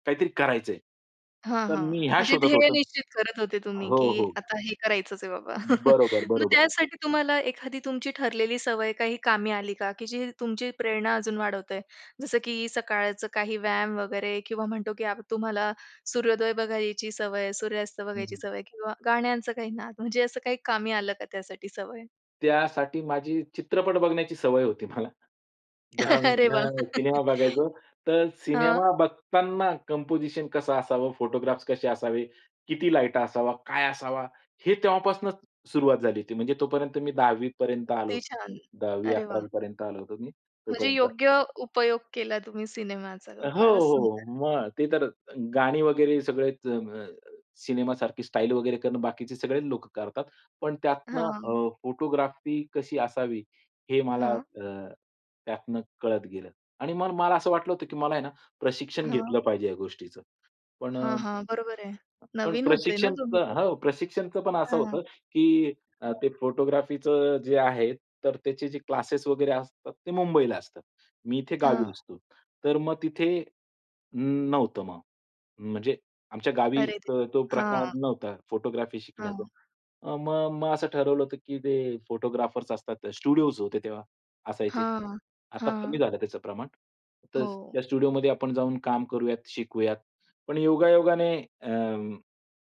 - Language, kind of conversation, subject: Marathi, podcast, कला तयार करताना तुला प्रेरणा कशी मिळते?
- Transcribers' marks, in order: other background noise; laugh; unintelligible speech; laughing while speaking: "अरे वाह"; laugh; in English: "कंपोझिशन"; in English: "फोटोग्राफ्स"; in English: "फोटोग्राफी"; in English: "फोटोग्राफी"; in English: "फोटोग्राफर्स"; in English: "स्टुडिओज"; in English: "स्टुडिओमध्ये"